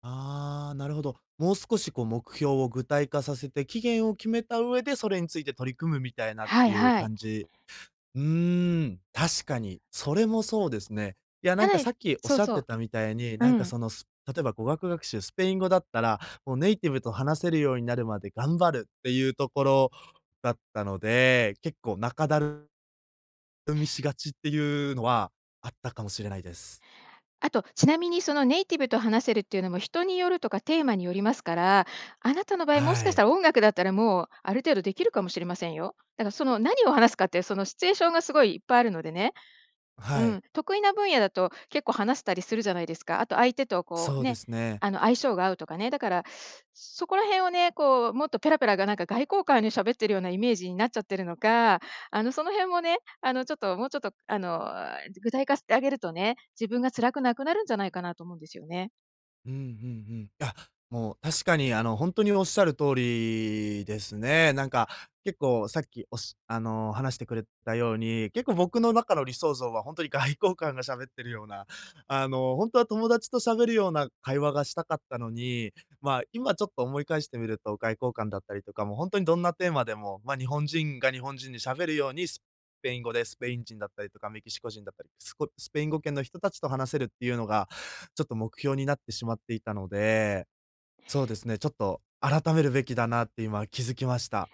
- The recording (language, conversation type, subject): Japanese, advice, 理想の自分と今の習慣にズレがあって続けられないとき、どうすればいいですか？
- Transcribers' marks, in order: tongue click; tongue click; other noise; teeth sucking